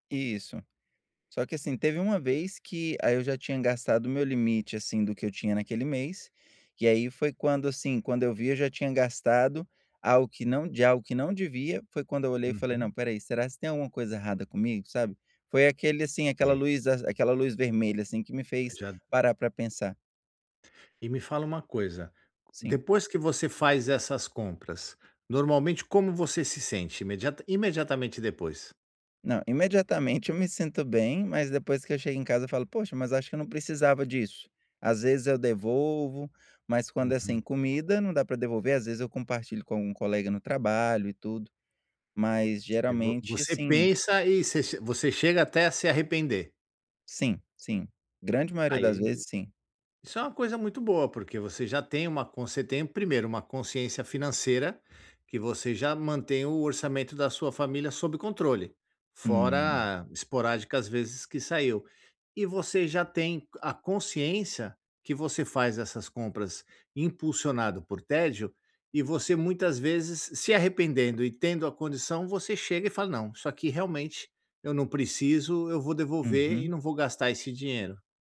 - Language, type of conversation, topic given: Portuguese, advice, Como posso parar de gastar dinheiro quando estou entediado ou procurando conforto?
- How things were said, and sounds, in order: tapping; other background noise